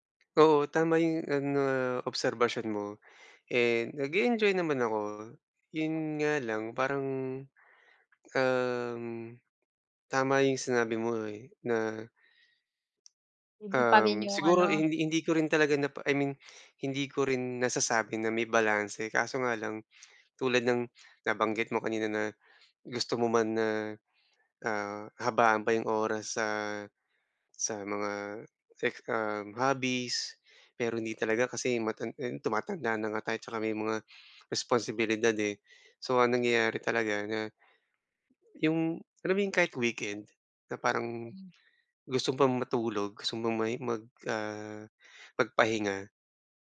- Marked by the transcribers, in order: none
- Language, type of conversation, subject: Filipino, advice, Paano ako makakahanap ng oras para sa mga libangan?